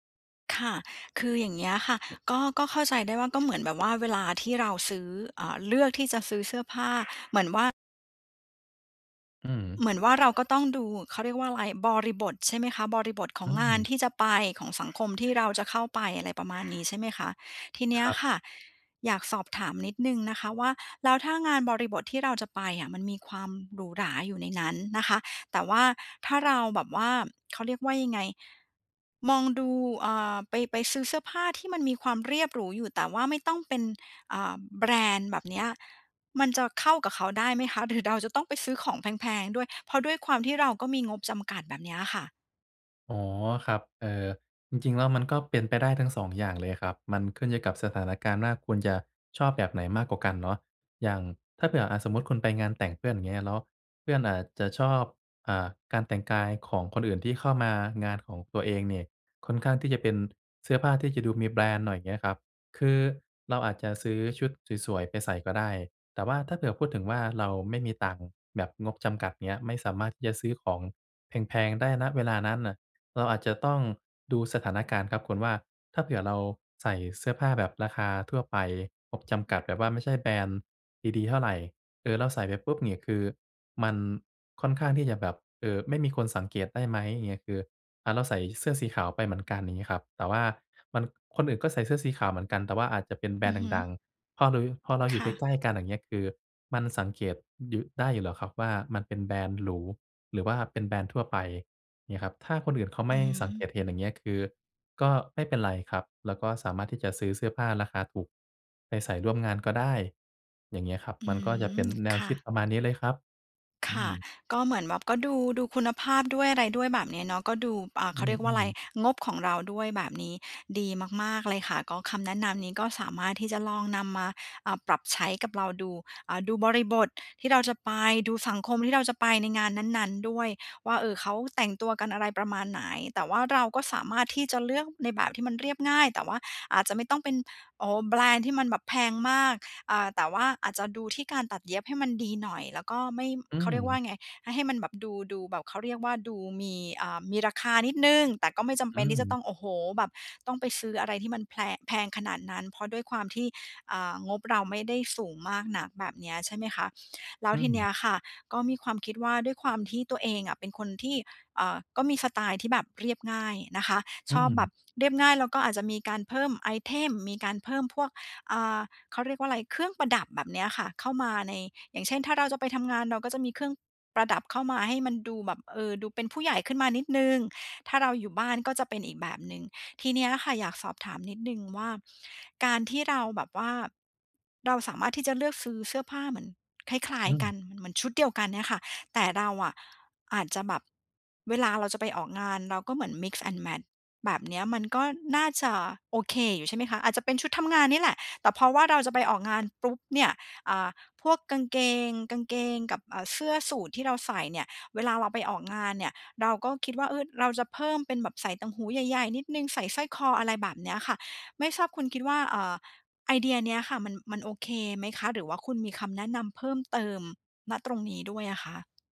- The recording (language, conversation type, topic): Thai, advice, จะแต่งกายให้ดูดีด้วยงบจำกัดควรเริ่มอย่างไร?
- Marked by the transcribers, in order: tapping